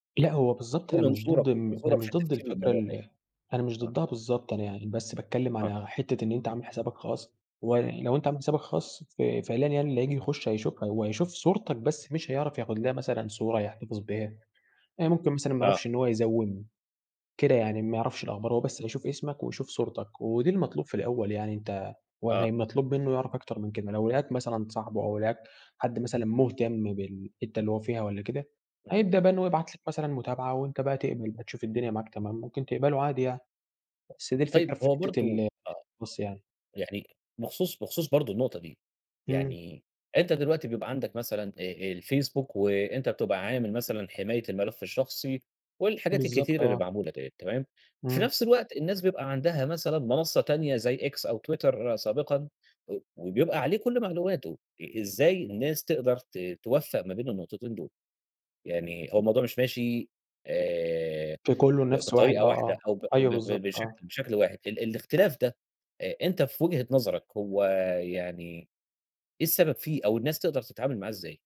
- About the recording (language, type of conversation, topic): Arabic, podcast, إزاي بتحمي خصوصيتك على الشبكات الاجتماعية؟
- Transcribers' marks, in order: in English: "يزَوِّم"; unintelligible speech; tapping; unintelligible speech